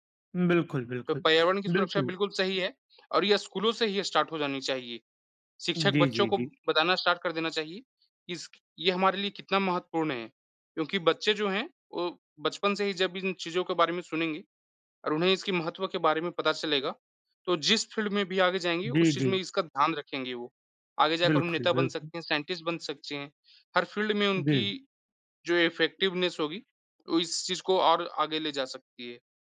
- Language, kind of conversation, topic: Hindi, unstructured, क्या पर्यावरण संकट मानवता के लिए सबसे बड़ा खतरा है?
- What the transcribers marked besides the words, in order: in English: "स्टार्ट"; in English: "स्टार्ट"; in English: "फ़ील्ड"; in English: "साइंटिस्ट"; in English: "फ़ील्ड"; in English: "इफ़ेक्टिवनेस"